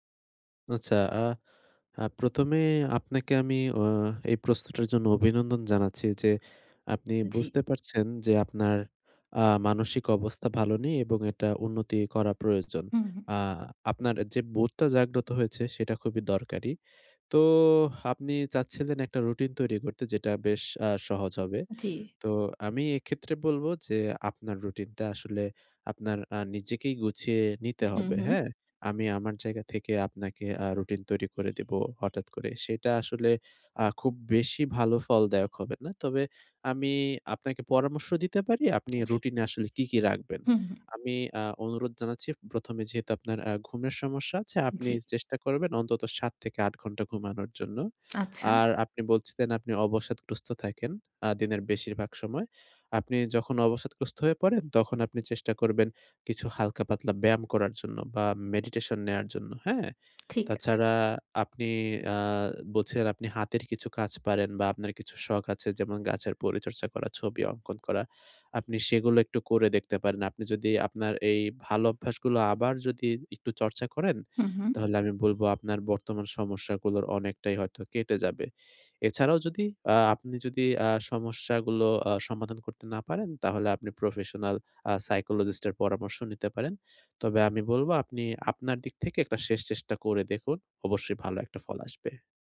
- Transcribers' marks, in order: other background noise; tongue click; lip smack; in English: "meditation"; tapping; in English: "professional"; in English: "psychologist"
- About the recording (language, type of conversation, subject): Bengali, advice, ভ্রমণ বা সাপ্তাহিক ছুটিতে মানসিক সুস্থতা বজায় রাখতে দৈনন্দিন রুটিনটি দ্রুত কীভাবে মানিয়ে নেওয়া যায়?